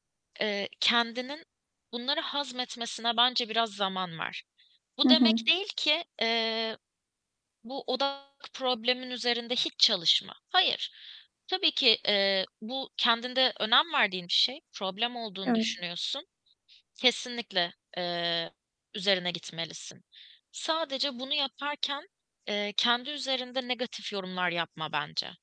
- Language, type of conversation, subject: Turkish, advice, Verimli bir çalışma ortamı kurarak nasıl sürdürülebilir bir rutin oluşturup alışkanlık geliştirebilirim?
- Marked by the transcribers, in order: other background noise; distorted speech; tapping